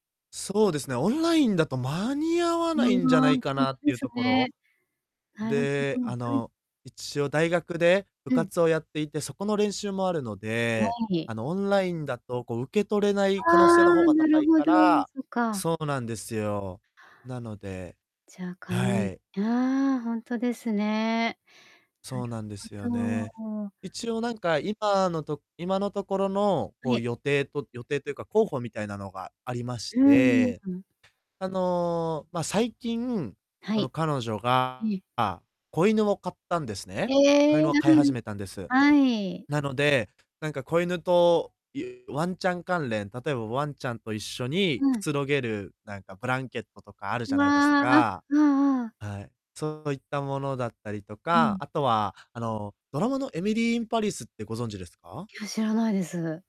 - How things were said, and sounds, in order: tapping; distorted speech
- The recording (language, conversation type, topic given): Japanese, advice, 予算内で相手に喜ばれる贈り物はどう選べばいいですか？